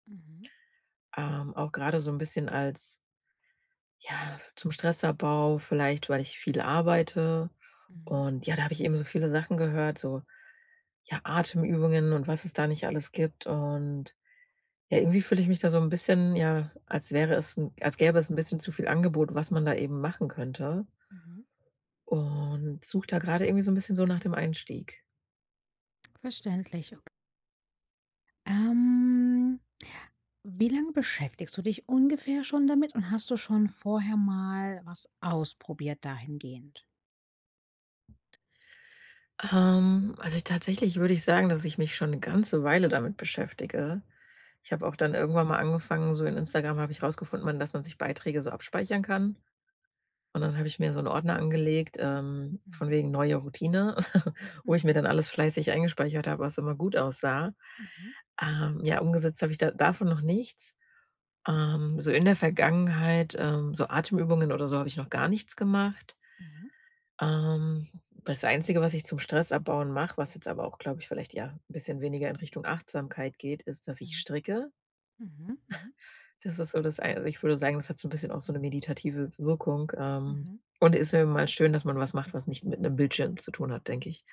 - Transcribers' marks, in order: other background noise; drawn out: "Ähm"; chuckle; snort
- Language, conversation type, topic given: German, advice, Wie kann ich eine einfache tägliche Achtsamkeitsroutine aufbauen und wirklich beibehalten?